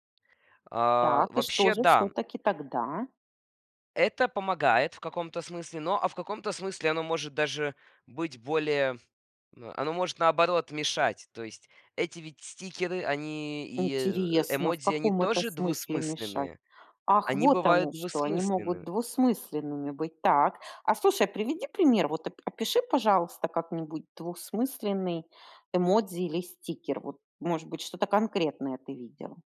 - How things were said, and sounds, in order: tapping
- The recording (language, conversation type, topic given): Russian, podcast, Что помогает избежать недопониманий онлайн?